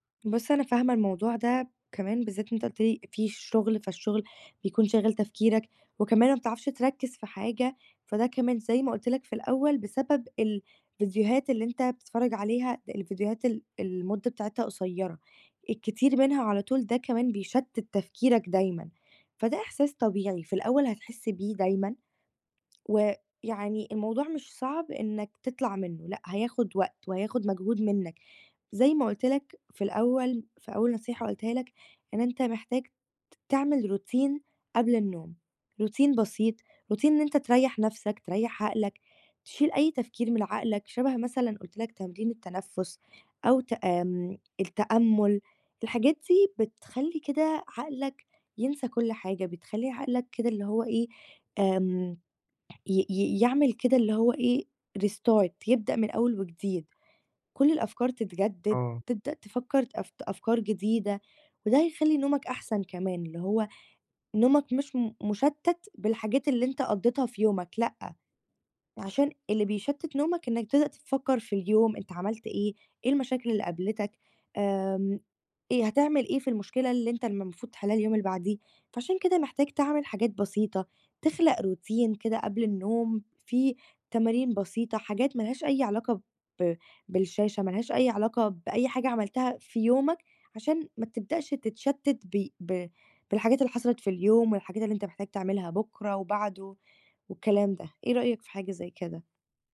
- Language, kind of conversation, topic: Arabic, advice, ازاي أقلل استخدام الموبايل قبل النوم عشان نومي يبقى أحسن؟
- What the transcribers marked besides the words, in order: in English: "Routine"; in English: "Routine"; in English: "Routine"; tapping; in English: "restart"; in English: "Routine"